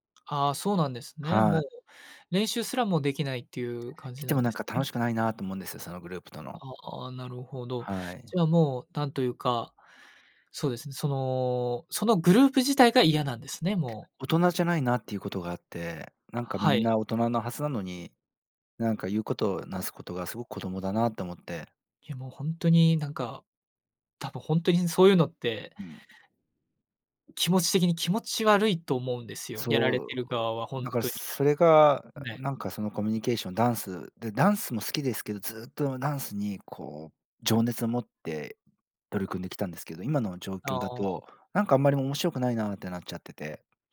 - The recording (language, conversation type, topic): Japanese, advice, 友情と恋愛を両立させるうえで、どちらを優先すべきか迷ったときはどうすればいいですか？
- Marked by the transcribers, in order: none